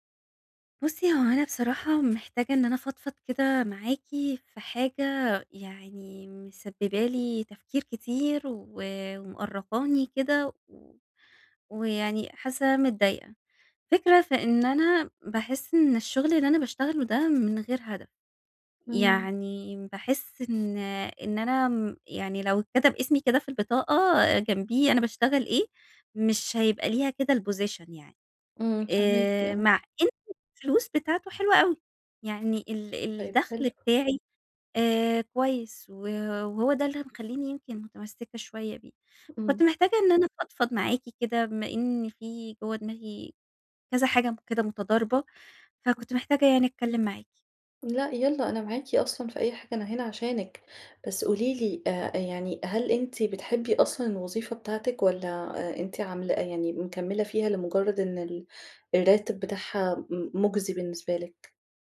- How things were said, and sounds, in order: other background noise; in English: "الposition"
- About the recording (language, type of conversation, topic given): Arabic, advice, شعور إن شغلي مالوش معنى